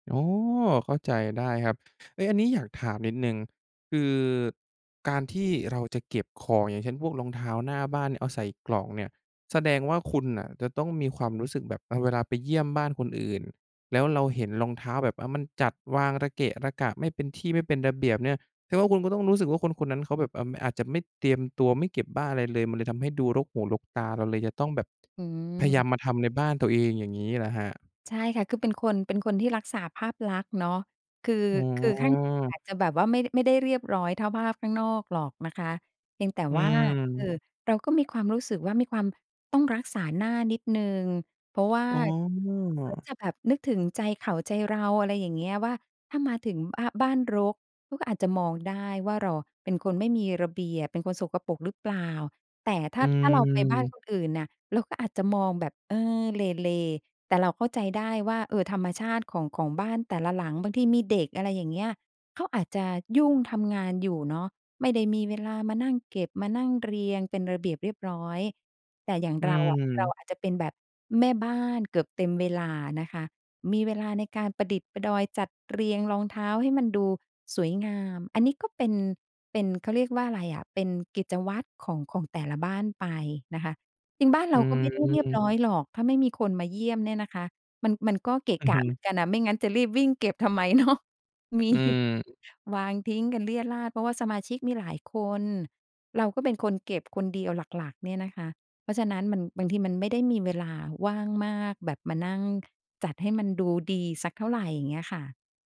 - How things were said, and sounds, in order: "พยายาม" said as "พะยาม"; drawn out: "อ๋อ"; laughing while speaking: "เนาะ มี"
- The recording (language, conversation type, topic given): Thai, podcast, ทำอย่างไรให้บ้านดูเป็นระเบียบในเวลาสั้นๆ?